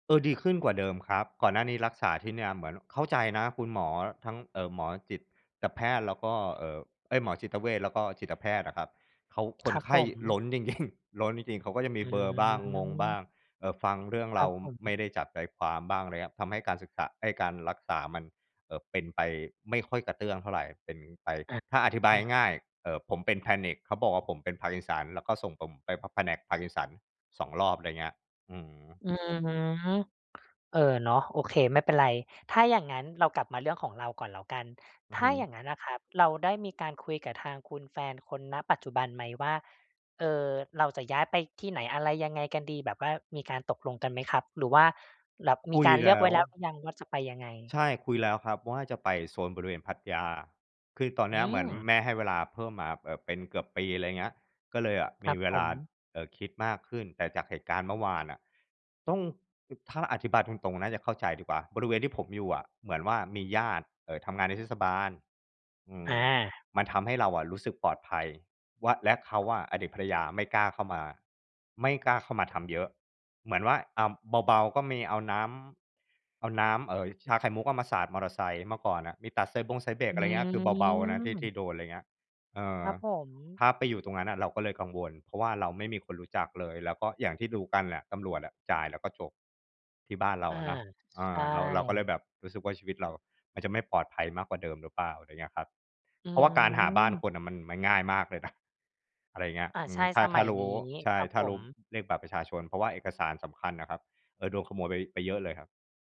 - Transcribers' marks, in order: laughing while speaking: "จริง ๆ"; drawn out: "อืม"; other background noise; drawn out: "อืม"
- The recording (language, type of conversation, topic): Thai, advice, ฉันควรตัดสินใจอย่างไรเมื่อไม่แน่ใจในทิศทางชีวิต?